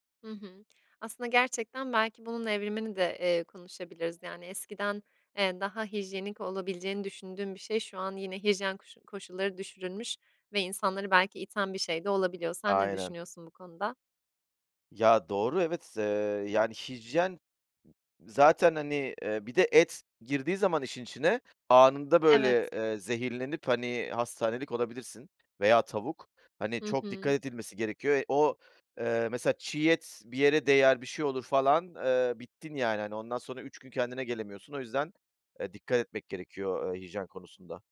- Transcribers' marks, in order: tapping; other background noise
- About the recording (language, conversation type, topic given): Turkish, podcast, Sokak lezzetleri arasında en sevdiğin hangisiydi ve neden?